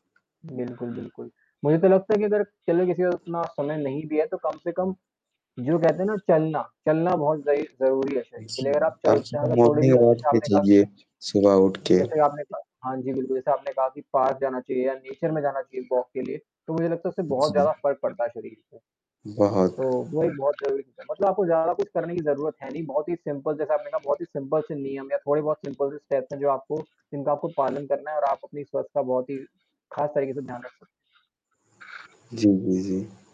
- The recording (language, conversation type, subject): Hindi, unstructured, आप अपनी सेहत का ख्याल कैसे रखते हैं?
- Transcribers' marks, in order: distorted speech; in English: "मॉर्निंग वॉक"; in English: "नेचर"; in English: "वॉक"; static; in English: "सिंपल"; in English: "सिंपल"; in English: "सिंपल"; in English: "स्टेप्स"